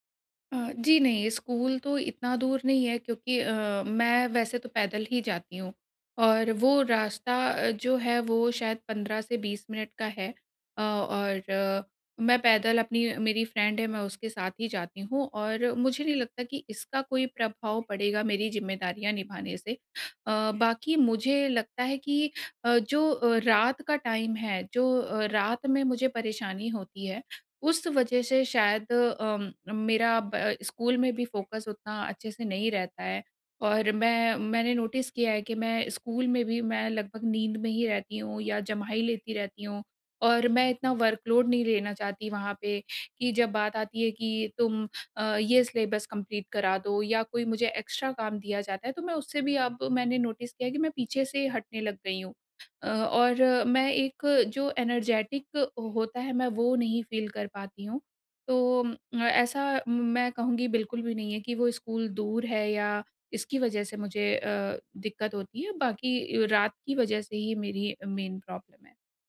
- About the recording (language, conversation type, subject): Hindi, advice, मैं काम और बुज़ुर्ग माता-पिता की देखभाल के बीच संतुलन कैसे बनाए रखूँ?
- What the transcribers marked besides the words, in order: in English: "फ्रेंड"; in English: "टाइम"; in English: "फ़ोकस"; in English: "नोटिस"; in English: "वर्क लोड"; in English: "सिलेबस कम्पलीट"; in English: "एक्स्ट्रा"; in English: "नोटिस"; in English: "एनर्जेटिक"; in English: "फ़ील"; in English: "मेन प्रॉब्लम"